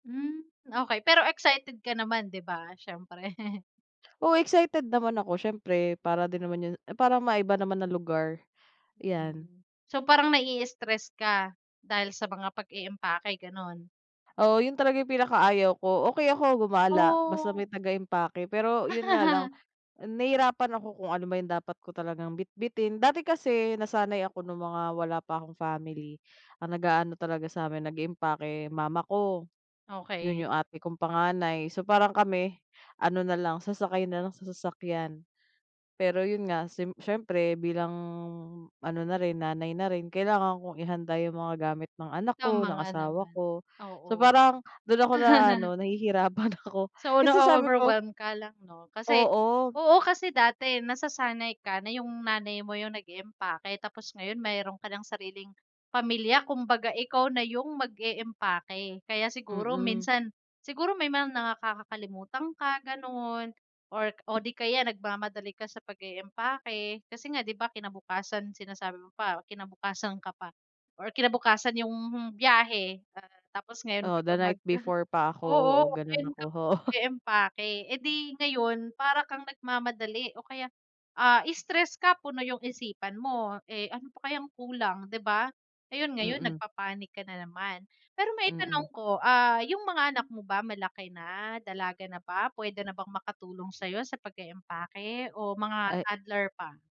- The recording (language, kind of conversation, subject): Filipino, advice, Paano ako maghahanda at mag-iimpake para sa bakasyon?
- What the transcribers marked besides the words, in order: chuckle; laugh; laughing while speaking: "ako"; chuckle; other background noise; chuckle; tapping